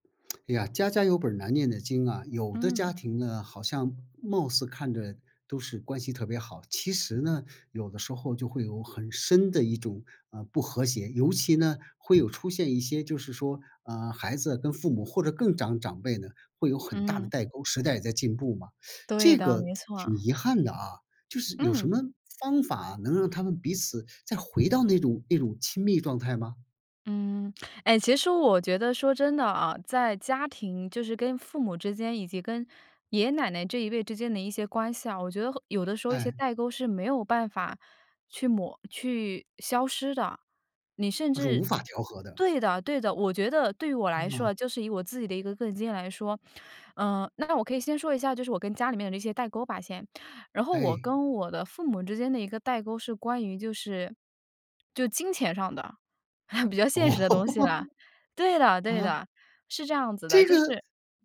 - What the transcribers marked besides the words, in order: tsk; teeth sucking; tsk; chuckle; laugh; surprised: "这个"
- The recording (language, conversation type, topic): Chinese, podcast, 家庭里代沟很深时，怎样才能一步步拉近彼此的距离？